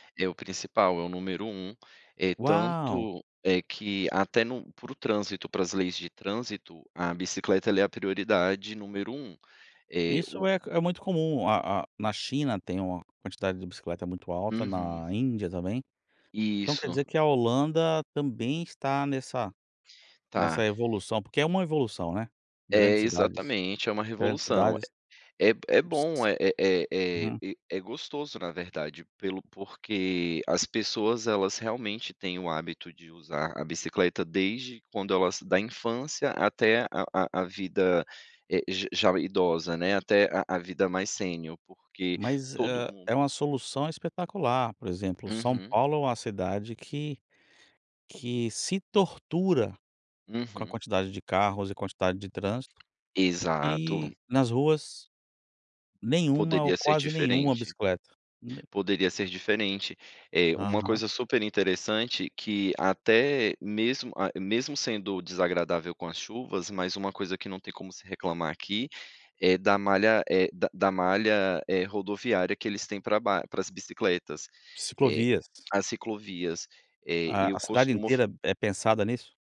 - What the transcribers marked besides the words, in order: tapping
- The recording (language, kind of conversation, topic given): Portuguese, podcast, Como o ciclo das chuvas afeta seu dia a dia?